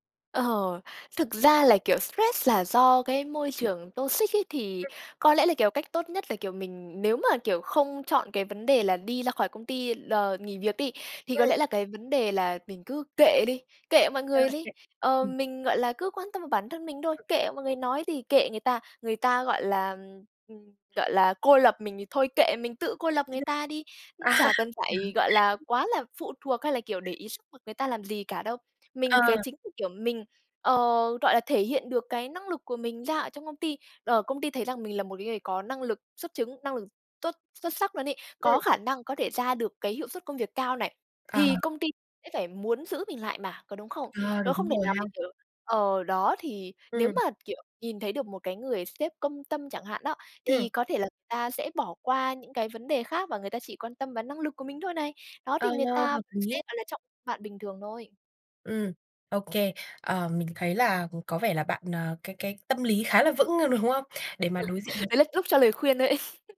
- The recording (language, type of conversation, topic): Vietnamese, podcast, Bạn xử lý căng thẳng trong công việc như thế nào?
- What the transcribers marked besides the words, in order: tapping; in English: "toxic"; unintelligible speech; other background noise; unintelligible speech; unintelligible speech; laughing while speaking: "À"; unintelligible speech; unintelligible speech; chuckle